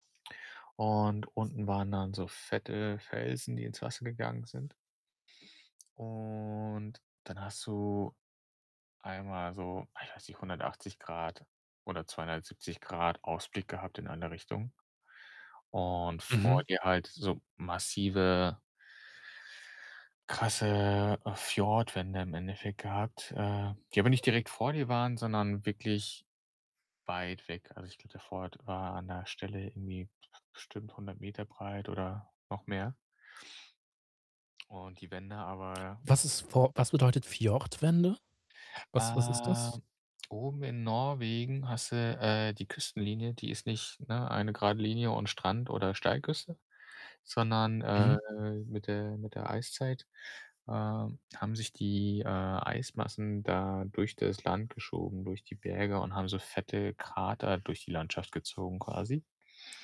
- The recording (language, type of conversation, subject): German, podcast, Kannst du von einem Ort erzählen, an dem du dich klein gefühlt hast?
- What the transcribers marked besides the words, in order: other background noise; drawn out: "Und"; distorted speech; static; tapping